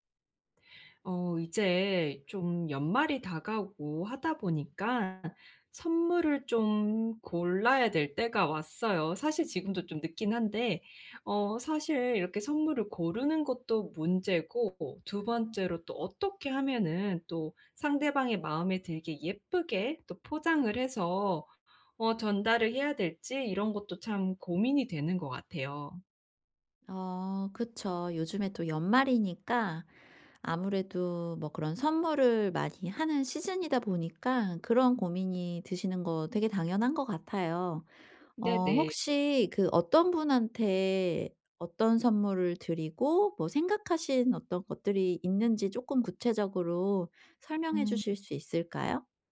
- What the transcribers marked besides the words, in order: other background noise; in English: "시즌이다"
- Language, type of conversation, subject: Korean, advice, 선물을 고르고 예쁘게 포장하려면 어떻게 하면 좋을까요?